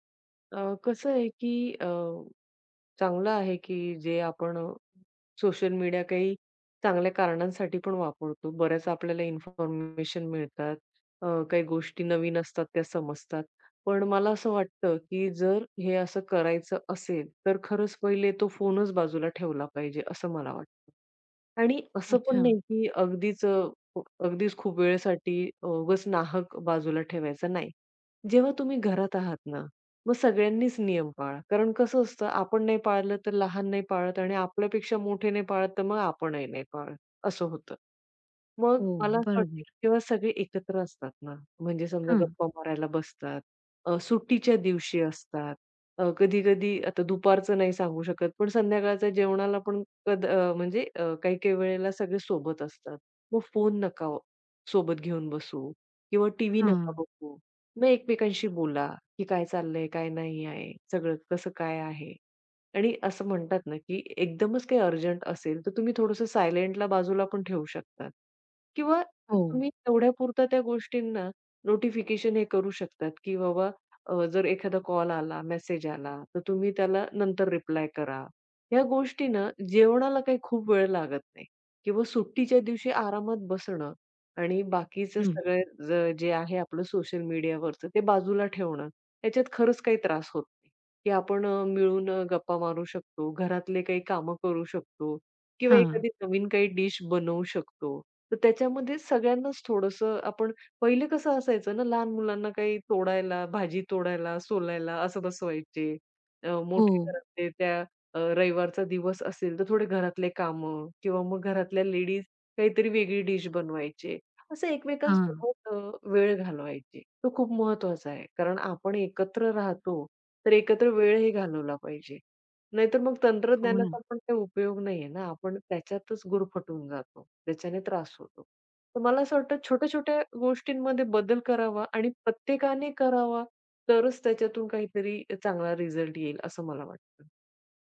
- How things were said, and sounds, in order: other background noise; tapping
- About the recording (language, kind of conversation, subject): Marathi, podcast, सोशल मीडियामुळे मैत्री आणि कौटुंबिक नात्यांवर तुम्हाला कोणते परिणाम दिसून आले आहेत?